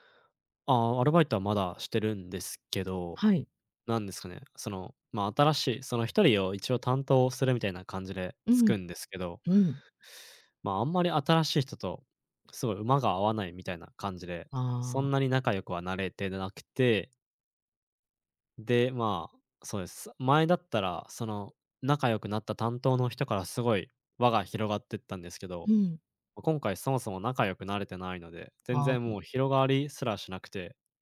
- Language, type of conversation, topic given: Japanese, advice, 新しい環境で友達ができず、孤独を感じるのはどうすればよいですか？
- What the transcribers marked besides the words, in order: teeth sucking; other background noise